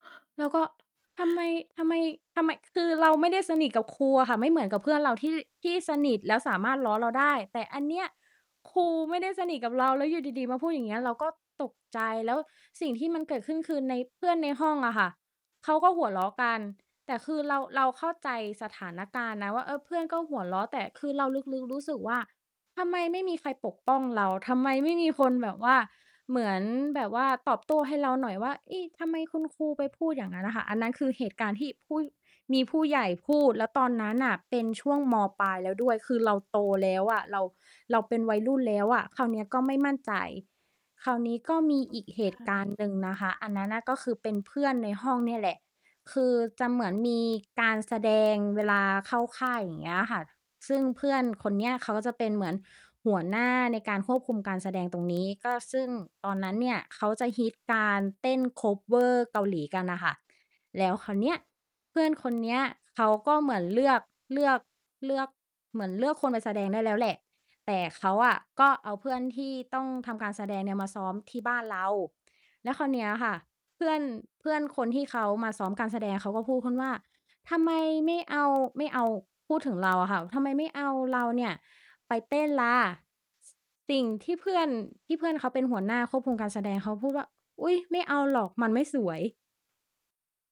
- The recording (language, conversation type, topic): Thai, advice, คุณรู้สึกไม่มั่นใจเกี่ยวกับรูปร่างหรือหน้าตาของตัวเองในเรื่องไหนมากที่สุด?
- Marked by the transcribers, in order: distorted speech; other background noise; static; in English: "คัฟเวอร์"